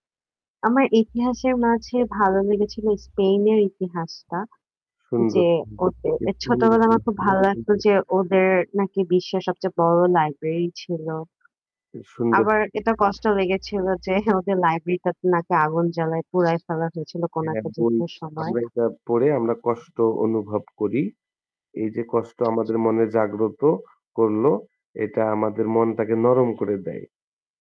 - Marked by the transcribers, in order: static; distorted speech; unintelligible speech; scoff; other background noise; tapping
- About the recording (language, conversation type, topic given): Bengali, unstructured, আপনি কোন ধরনের বই পড়তে সবচেয়ে বেশি পছন্দ করেন?